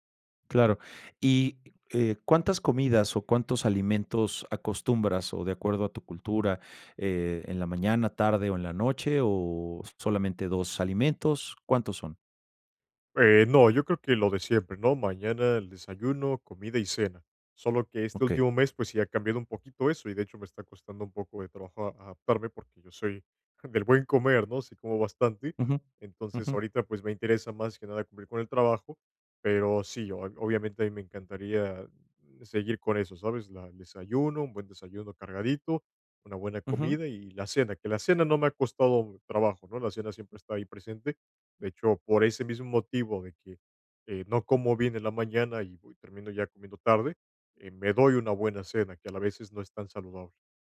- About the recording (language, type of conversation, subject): Spanish, advice, ¿Cómo puedo organizarme mejor si no tengo tiempo para preparar comidas saludables?
- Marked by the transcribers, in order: chuckle